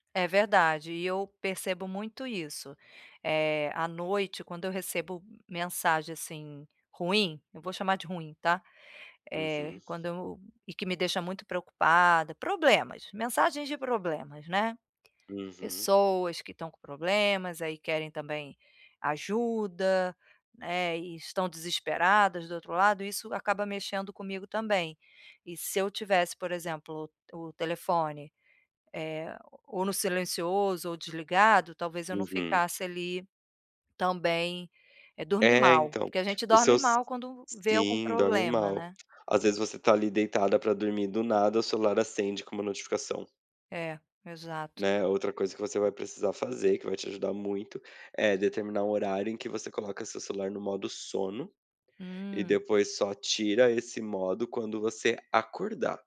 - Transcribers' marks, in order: tapping; stressed: "acordar"
- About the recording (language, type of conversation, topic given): Portuguese, advice, Como posso limitar o tempo de tela à noite antes de dormir?